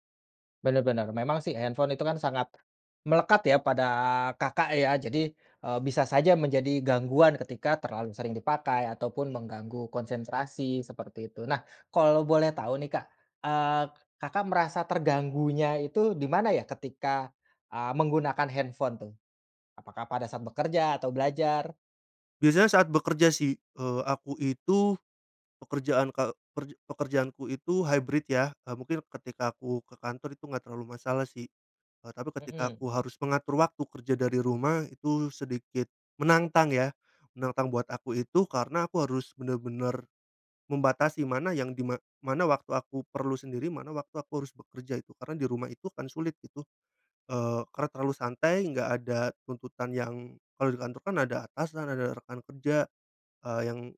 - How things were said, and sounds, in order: in English: "hybrid"
- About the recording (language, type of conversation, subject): Indonesian, podcast, Apa saja trik sederhana untuk mengatur waktu penggunaan teknologi?